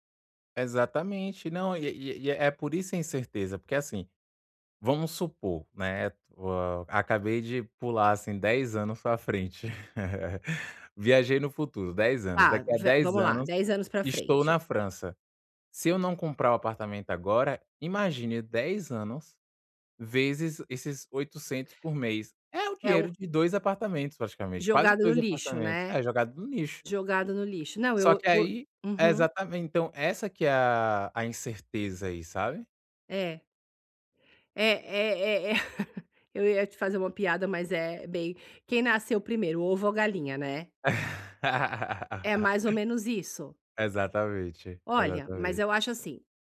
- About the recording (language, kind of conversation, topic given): Portuguese, advice, Como posso tomar decisões mais claras em períodos de incerteza?
- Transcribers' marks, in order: laugh; laugh; laugh